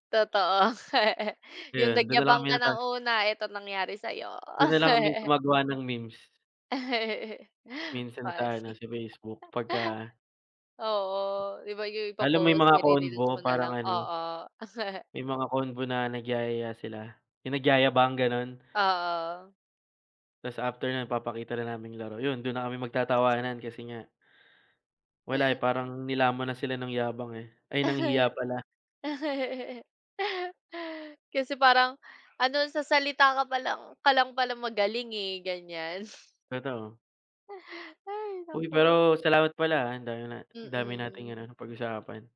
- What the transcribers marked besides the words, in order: chuckle; chuckle; chuckle; laugh; tapping
- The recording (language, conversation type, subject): Filipino, unstructured, Ano ang pinaka-nakakatawang nangyari habang ginagawa mo ang libangan mo?